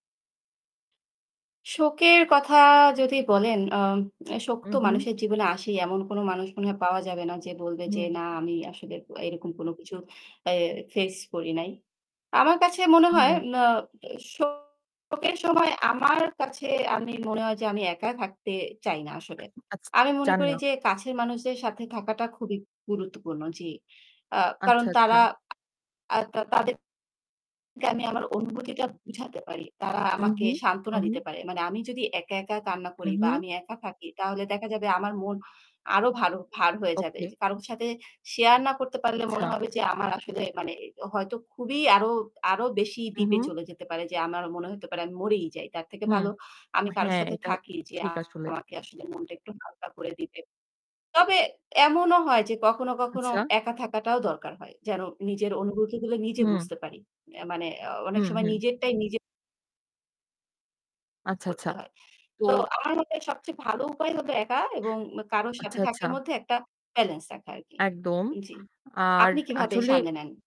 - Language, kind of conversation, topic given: Bengali, unstructured, শোকের সময় আপনি কি একা থাকতে পছন্দ করেন, নাকি কারও সঙ্গে থাকতে চান?
- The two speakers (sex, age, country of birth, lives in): female, 25-29, Bangladesh, Bangladesh; female, 25-29, Bangladesh, Bangladesh
- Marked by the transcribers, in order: lip smack; static; in English: "face"; distorted speech; in English: "share"; in English: "deep"; tapping; in English: "balance"